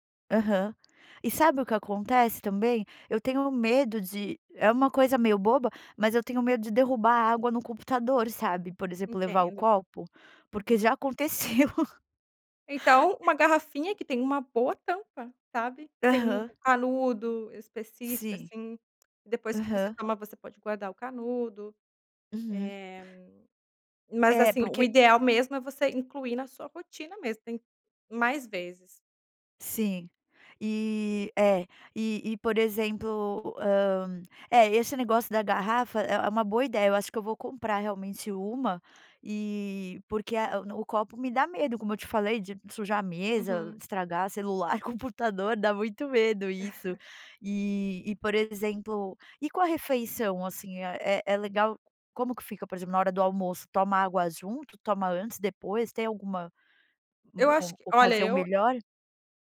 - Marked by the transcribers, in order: laugh; giggle
- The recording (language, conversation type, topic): Portuguese, advice, Como posso evitar esquecer de beber água ao longo do dia?